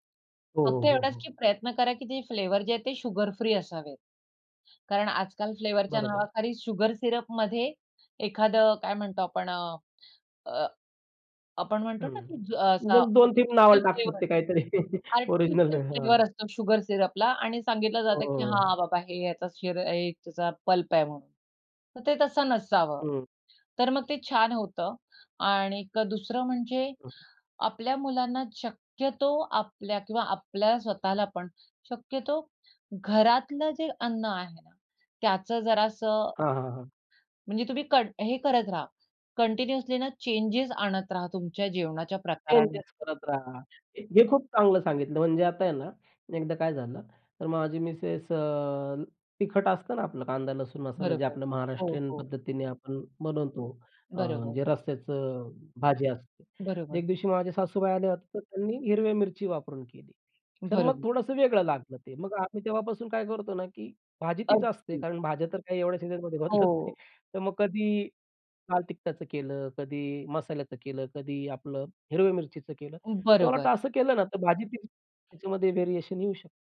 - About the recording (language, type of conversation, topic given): Marathi, podcast, खाण्याचा तुमच्या मनःस्थितीवर कसा परिणाम होतो?
- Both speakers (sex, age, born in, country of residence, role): female, 45-49, India, India, guest; male, 35-39, India, India, host
- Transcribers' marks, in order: in English: "सिरपमध्ये"; laughing while speaking: "काहीतरी"; in English: "सिरपला"; in English: "पल्प"; other background noise; tapping; laughing while speaking: "बदलत नाही"